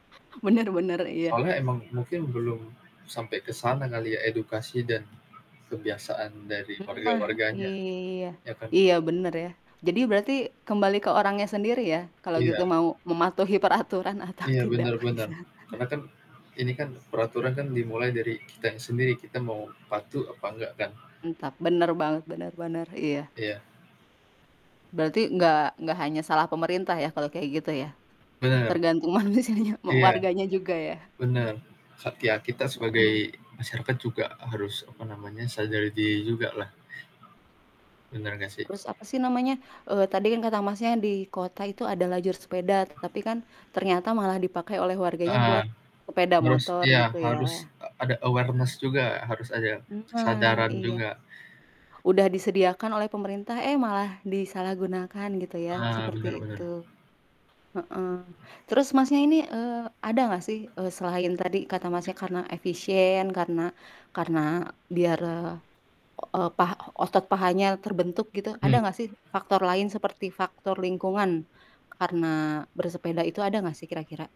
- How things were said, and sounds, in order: static; chuckle; other background noise; distorted speech; laughing while speaking: "peraturan atau tidak"; chuckle; laughing while speaking: "manusianya"; mechanical hum; in English: "awareness"
- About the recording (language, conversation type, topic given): Indonesian, unstructured, Apa yang membuat Anda lebih memilih bersepeda daripada berjalan kaki?